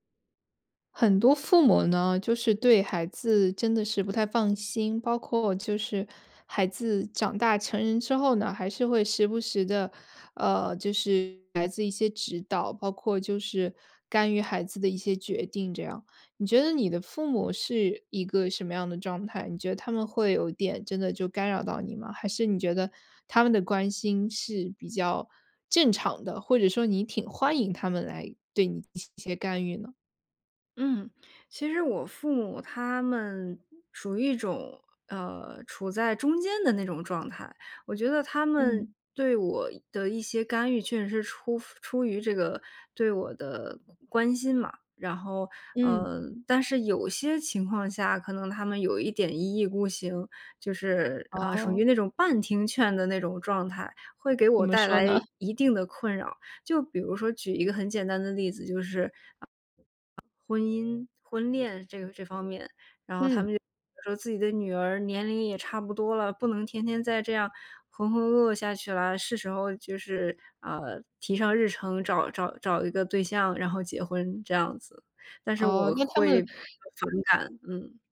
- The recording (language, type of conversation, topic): Chinese, podcast, 当父母干预你的生活时，你会如何回应？
- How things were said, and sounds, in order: inhale